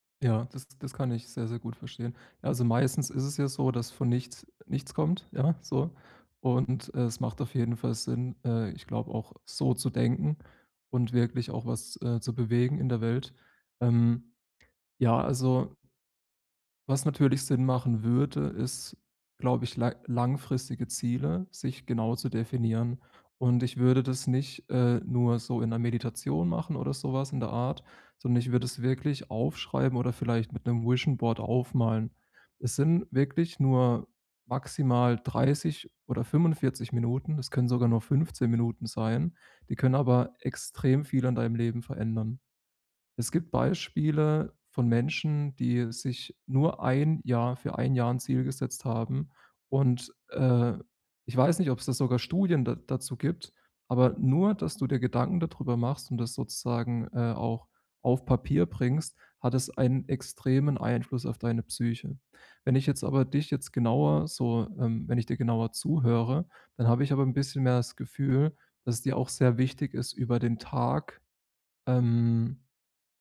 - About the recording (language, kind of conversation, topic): German, advice, Wie finde ich heraus, welche Werte mir wirklich wichtig sind?
- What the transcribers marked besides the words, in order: in English: "Vision Board"